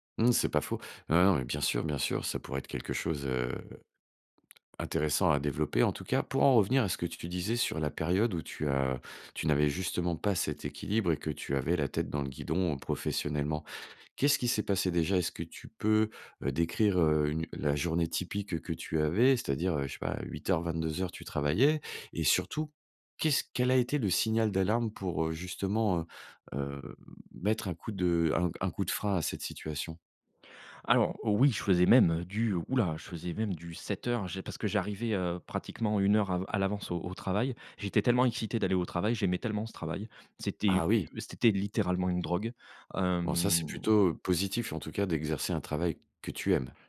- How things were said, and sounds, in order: tapping; drawn out: "hem"
- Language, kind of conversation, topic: French, podcast, Comment gérez-vous l’équilibre entre votre vie professionnelle et votre vie personnelle ?